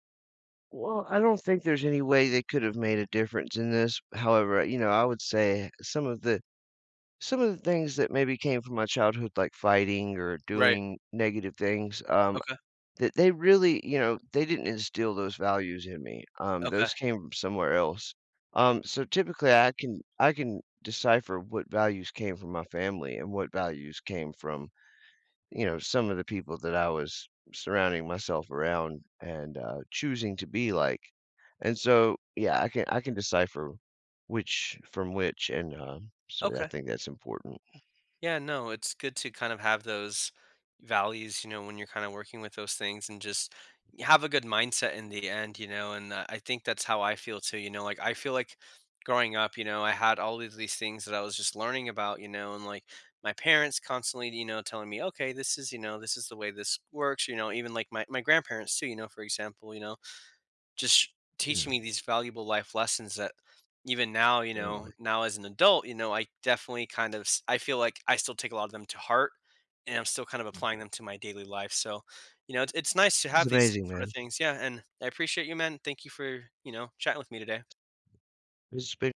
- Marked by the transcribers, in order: other background noise; tapping
- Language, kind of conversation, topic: English, podcast, How have your childhood experiences shaped who you are today?